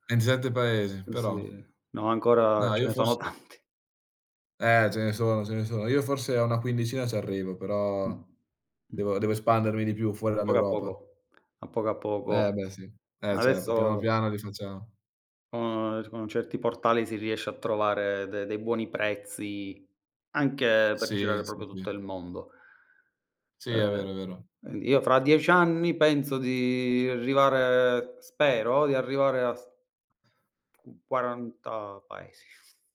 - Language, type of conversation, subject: Italian, unstructured, Come immagini la tua vita tra dieci anni?
- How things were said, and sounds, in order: laughing while speaking: "tanti"; other background noise; other noise; tapping; "arrivare" said as "rivare"